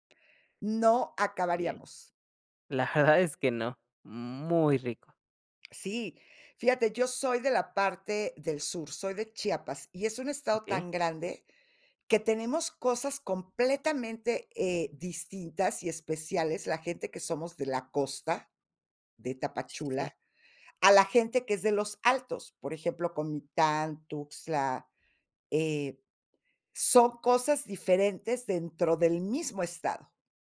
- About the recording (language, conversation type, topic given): Spanish, podcast, ¿Qué comida te conecta con tus raíces?
- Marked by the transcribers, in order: none